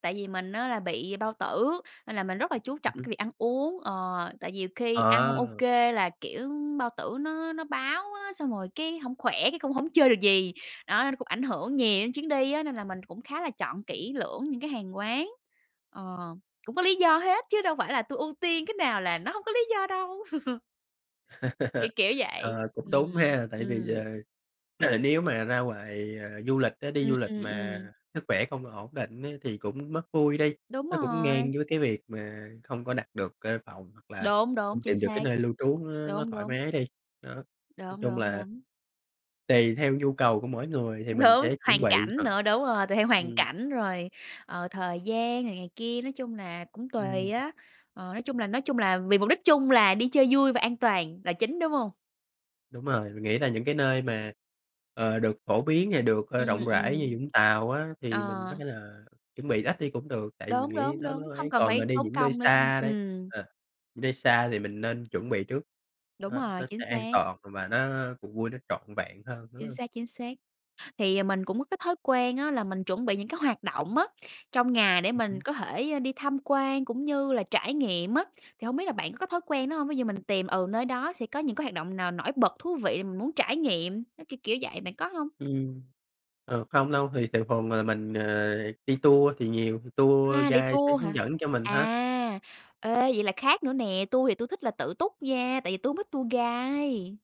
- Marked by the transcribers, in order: tapping; other background noise; chuckle; laughing while speaking: "Đúng"; unintelligible speech; in English: "tour guide"; in English: "tour guide"
- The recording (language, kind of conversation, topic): Vietnamese, unstructured, Bạn nghĩ sao về việc đi du lịch mà không chuẩn bị kỹ càng?